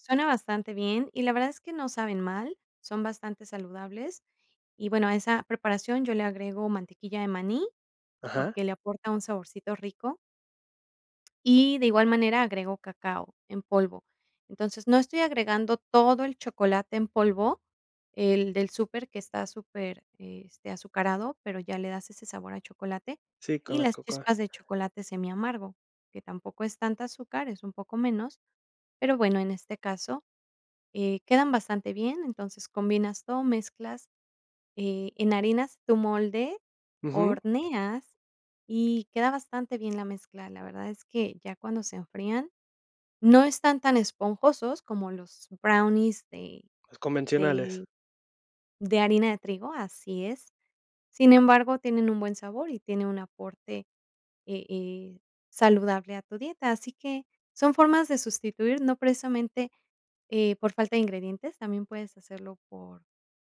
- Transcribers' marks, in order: in English: "Cocoa"
- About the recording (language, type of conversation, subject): Spanish, podcast, ¿Cómo improvisas cuando te faltan ingredientes?